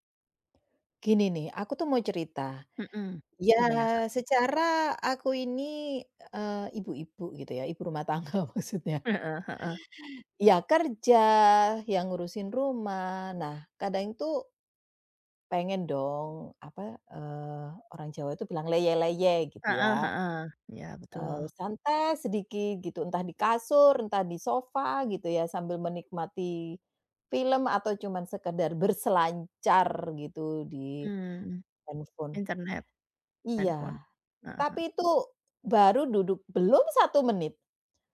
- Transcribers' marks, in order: laughing while speaking: "tangga"; other background noise; tapping
- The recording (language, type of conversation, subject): Indonesian, advice, Bagaimana saya bisa tetap fokus tanpa merasa bersalah saat mengambil waktu istirahat?